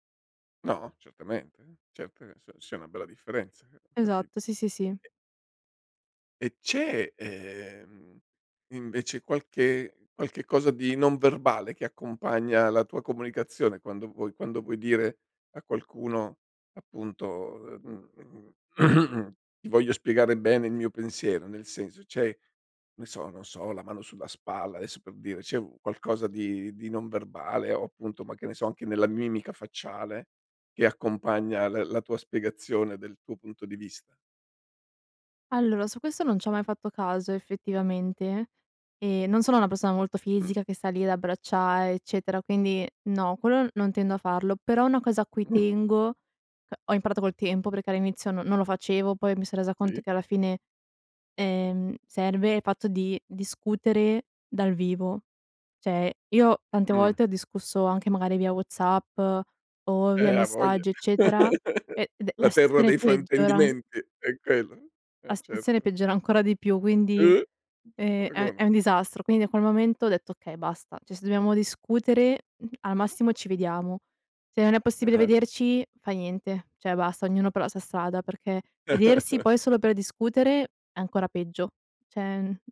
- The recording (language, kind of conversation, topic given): Italian, podcast, Perché la chiarezza nelle parole conta per la fiducia?
- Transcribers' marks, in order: throat clearing; "abbracciare" said as "abbracciae"; "Cioè" said as "ceh"; laugh; "cioè" said as "ceh"; "Cioè" said as "ceh"; chuckle; "cioè" said as "ceh"